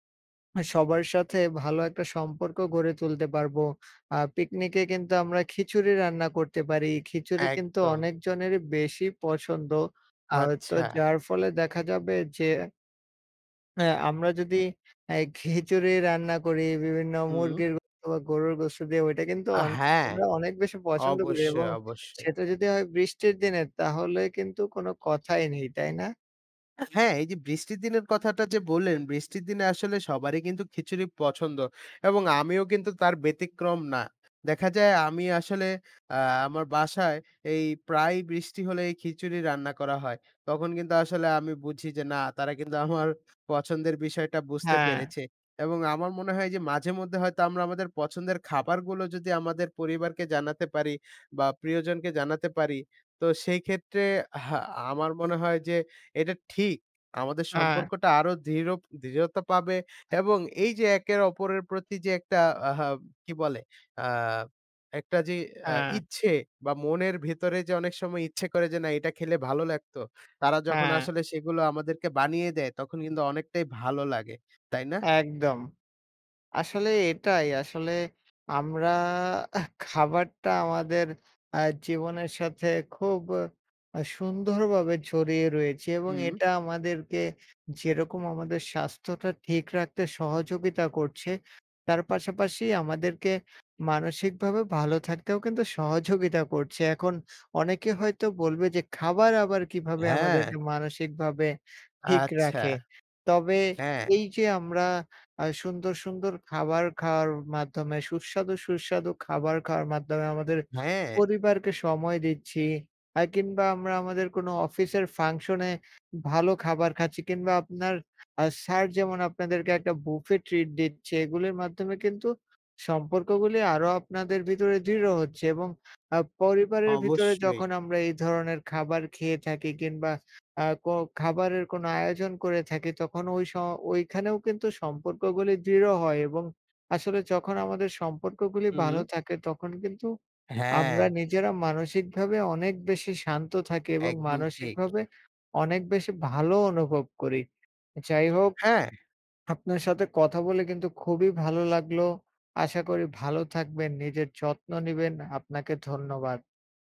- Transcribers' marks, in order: unintelligible speech; scoff
- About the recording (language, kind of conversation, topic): Bengali, unstructured, আপনার মতে, খাবারের মাধ্যমে সম্পর্ক গড়ে তোলা কতটা গুরুত্বপূর্ণ?